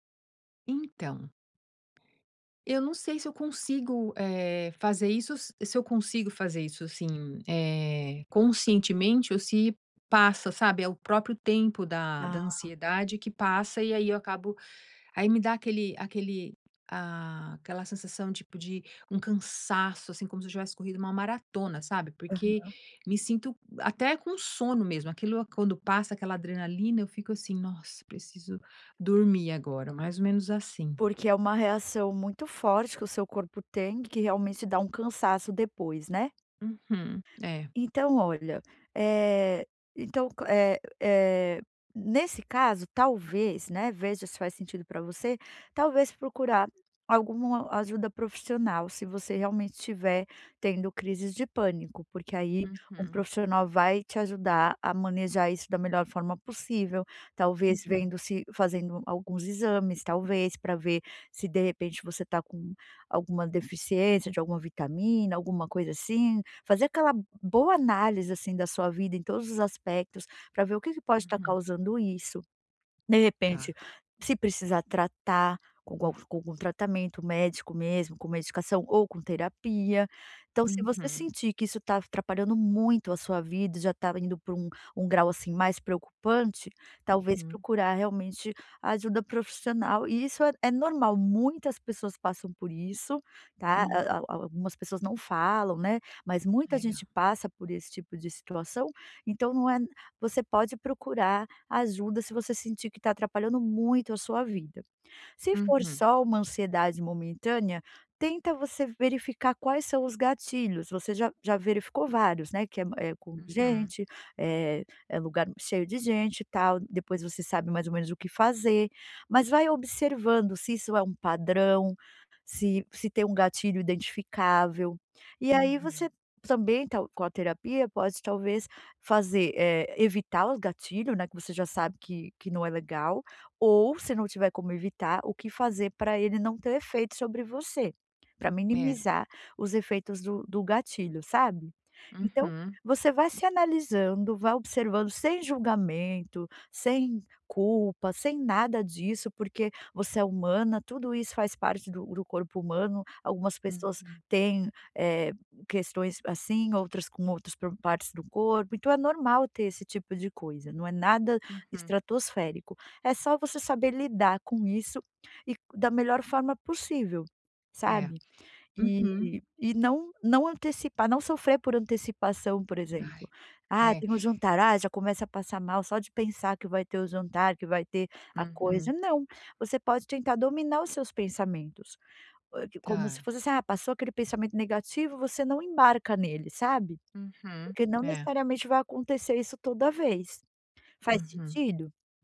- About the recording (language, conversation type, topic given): Portuguese, advice, Como posso reconhecer minha ansiedade sem me julgar quando ela aparece?
- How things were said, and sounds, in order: other background noise